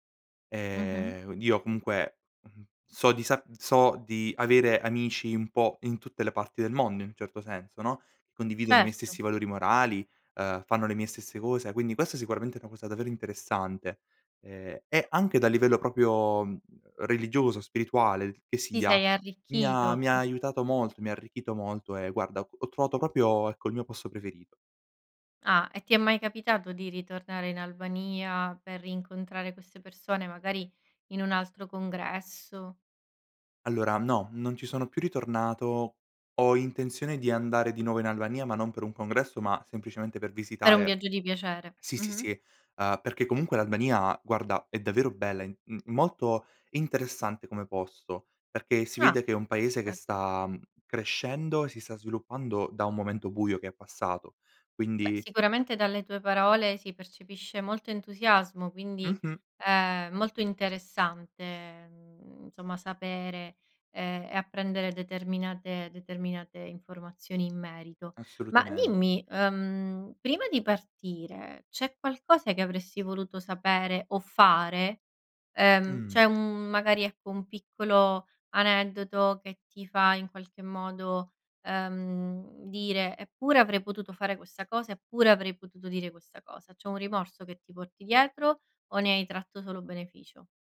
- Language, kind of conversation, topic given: Italian, podcast, Qual è stato un viaggio che ti ha cambiato la vita?
- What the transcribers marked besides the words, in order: "proprio" said as "propio"; "proprio" said as "propio"